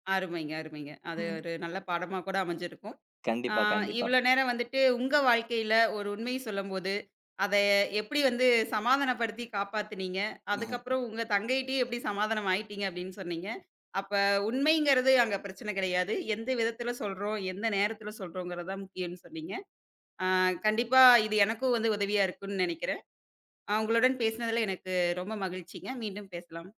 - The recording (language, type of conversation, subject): Tamil, podcast, உண்மையைச் சொல்லிக்கொண்டே நட்பை காப்பாற்றுவது சாத்தியமா?
- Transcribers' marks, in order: other background noise; other noise